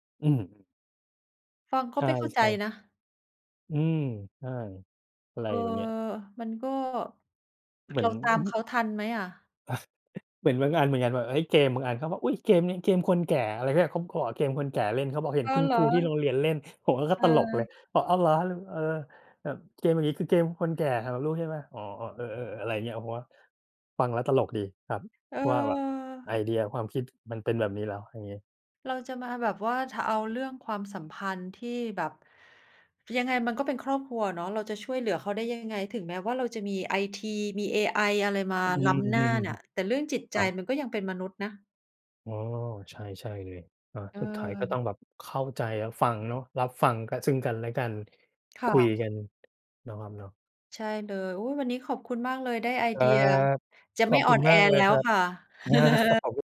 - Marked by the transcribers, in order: chuckle; other background noise; tapping; background speech; chuckle
- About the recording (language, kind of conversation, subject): Thai, unstructured, คุณคิดว่าการขอความช่วยเหลือเป็นเรื่องอ่อนแอไหม?